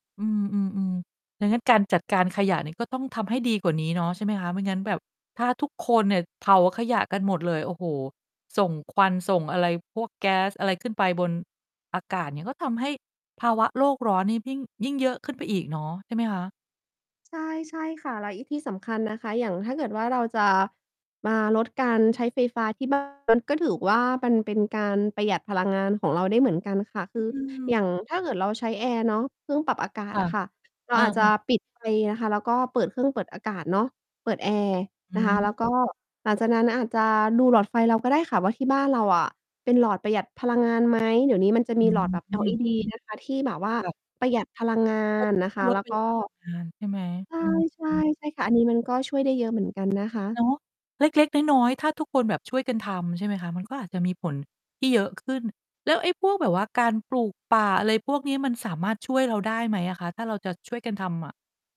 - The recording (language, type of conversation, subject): Thai, podcast, ภาวะโลกร้อนส่งผลต่อชีวิตประจำวันของคุณอย่างไรบ้าง?
- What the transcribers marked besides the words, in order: distorted speech